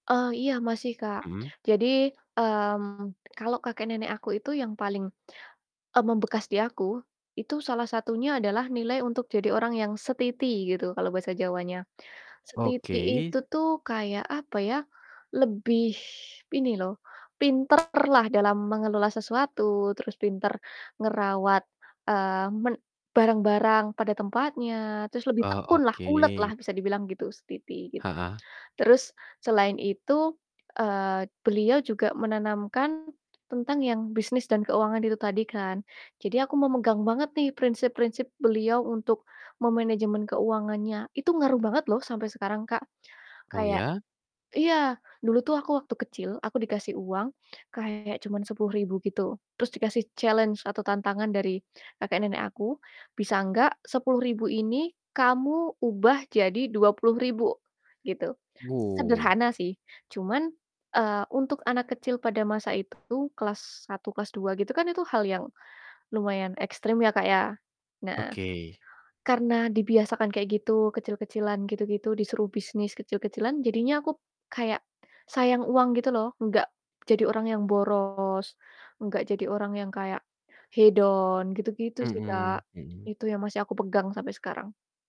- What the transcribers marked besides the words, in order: tapping; in Javanese: "setiti"; in Javanese: "Setiti"; distorted speech; in Javanese: "setiti"; in English: "challenge"
- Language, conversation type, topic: Indonesian, podcast, Bagaimana peran kakek-nenek dalam masa kecilmu?